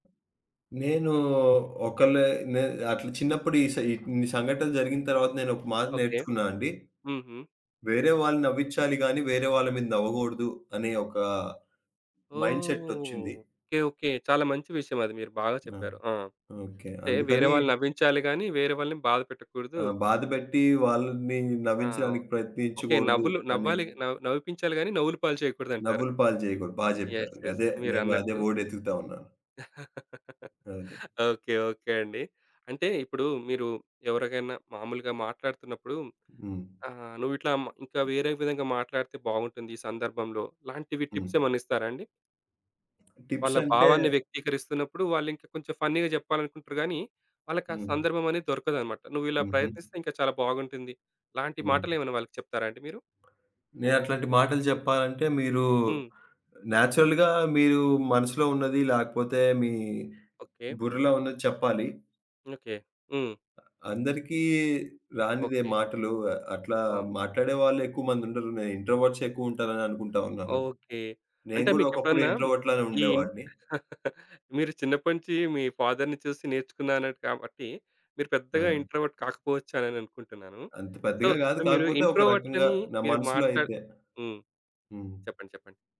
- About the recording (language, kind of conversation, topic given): Telugu, podcast, సరదాగా చెప్పిన హాస్యం ఎందుకు తప్పుగా అర్థమై ఎవరికైనా అవమానంగా అనిపించేస్తుంది?
- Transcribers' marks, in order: in English: "మైండ్‌సేట్"; in English: "యెస్. యెస్"; in English: "వర్డ్"; chuckle; tapping; in English: "టిప్స్"; in English: "టిప్స్"; other background noise; in English: "ఫన్నీగా"; in English: "నేచురల్‌గా"; in English: "ఇంట్రోవర్ట్‌సే"; in English: "ఇంట్రోవర్ట్‌లానే"; chuckle; in English: "ఫాదర్‌ని"; in English: "ఇంట్రోవర్ట్"; in English: "సో"; in English: "ఇంట్రోవర్ట్‌లని"